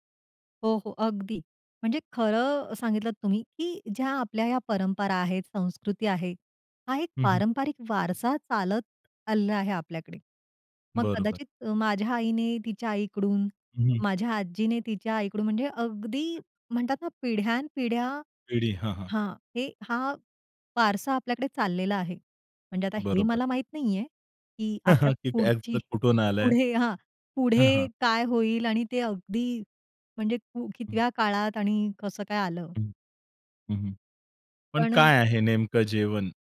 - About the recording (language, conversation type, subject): Marathi, podcast, तुमच्या घरच्या खास पारंपरिक जेवणाबद्दल तुम्हाला काय आठवतं?
- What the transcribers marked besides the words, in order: tapping; other background noise; chuckle; unintelligible speech